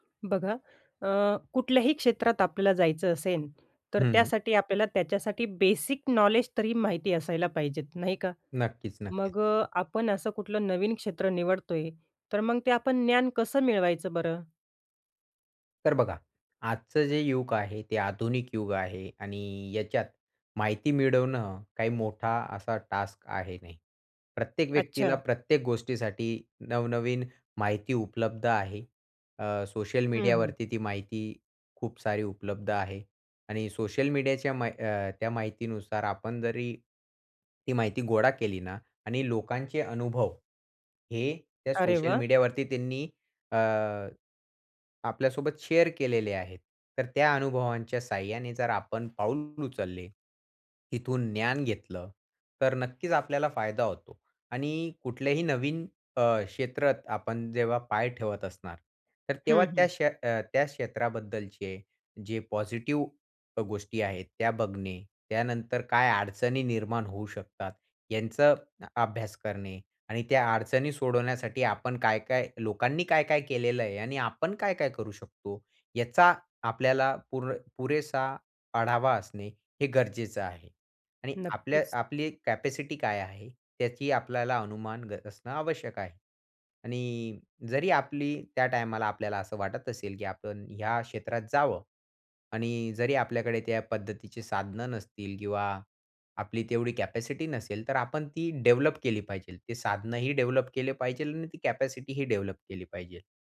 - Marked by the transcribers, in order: in English: "टास्क"; in English: "शेअर"; in English: "कॅपॅसिटी"; in English: "कॅपॅसिटी"; in English: "डेव्हलप"; in English: "डेव्हलप"; in English: "कॅपॅसिटीही डेव्हलप"
- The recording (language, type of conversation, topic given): Marathi, podcast, नवीन क्षेत्रात उतरताना ज्ञान कसं मिळवलंत?